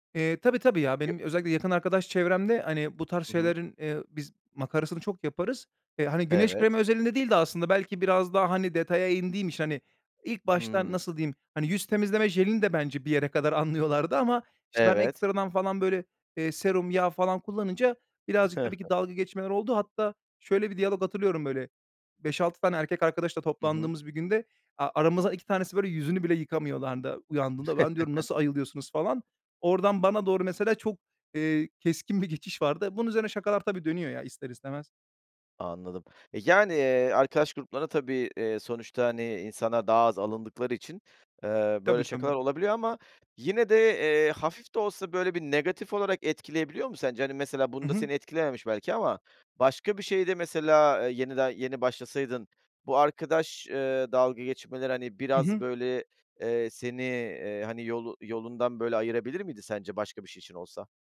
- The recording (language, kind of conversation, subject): Turkish, podcast, Yeni bir şeye başlamak isteyenlere ne önerirsiniz?
- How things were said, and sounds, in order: unintelligible speech; chuckle; "yıkamıyorlardı" said as "yıkamıyolanda"; chuckle